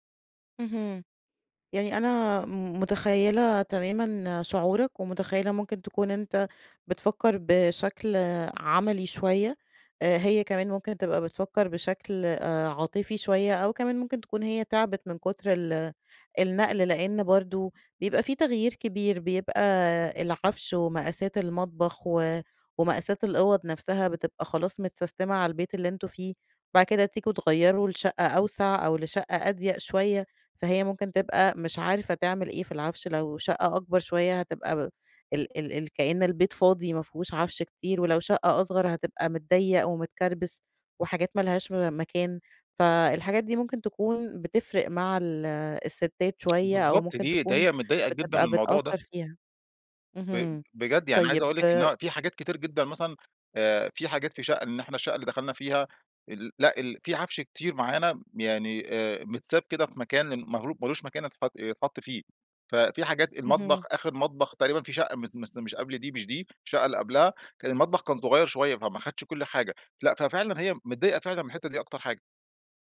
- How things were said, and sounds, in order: tapping
- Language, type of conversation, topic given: Arabic, advice, هل أشتري بيت كبير ولا أكمل في سكن إيجار مرن؟
- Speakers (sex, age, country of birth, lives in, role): female, 35-39, Egypt, Egypt, advisor; male, 35-39, Egypt, Egypt, user